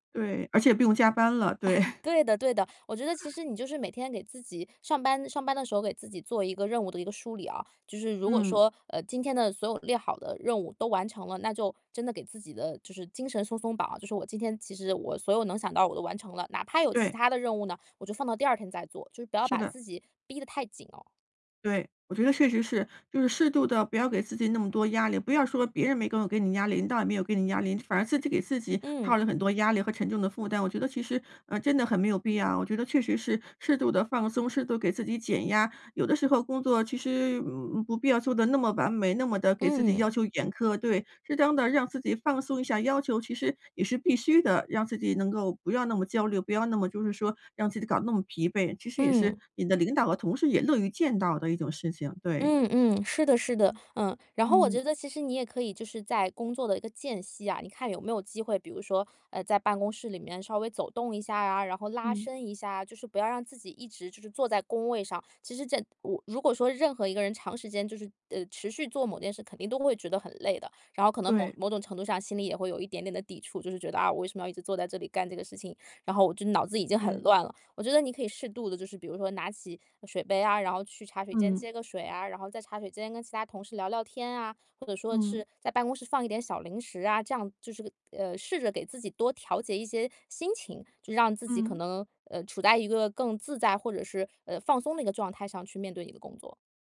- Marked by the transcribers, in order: laughing while speaking: "对"
- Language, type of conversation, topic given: Chinese, advice, 长时间工作时如何避免精力中断和分心？